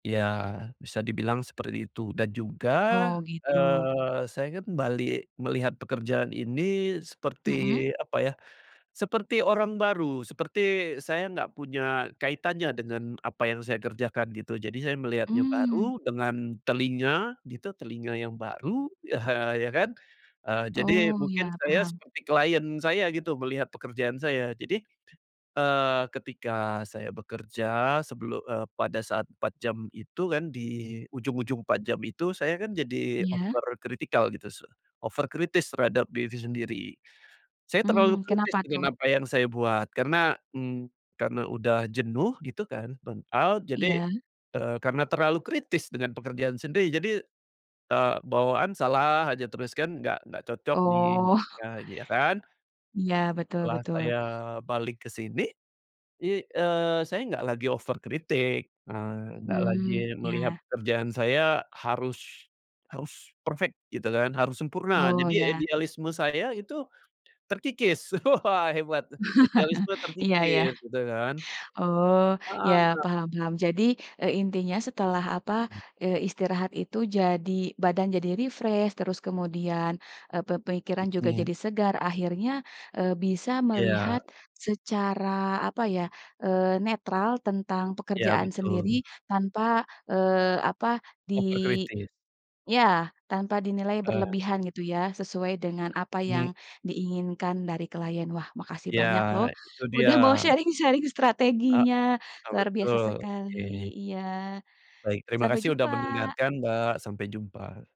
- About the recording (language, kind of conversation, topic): Indonesian, podcast, Apa strategi kamu agar tetap aktif saat harus duduk seharian untuk bekerja?
- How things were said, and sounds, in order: tapping; laughing while speaking: "ya"; other background noise; in English: "client"; in English: "over critical"; in English: "over"; in English: "burnout"; laughing while speaking: "Oh"; in English: "over"; in English: "perfect"; chuckle; laughing while speaking: "wah"; in English: "refresh"; unintelligible speech; in English: "Over"; laughing while speaking: "udah mau sharing-sharing"; in English: "sharing-sharing"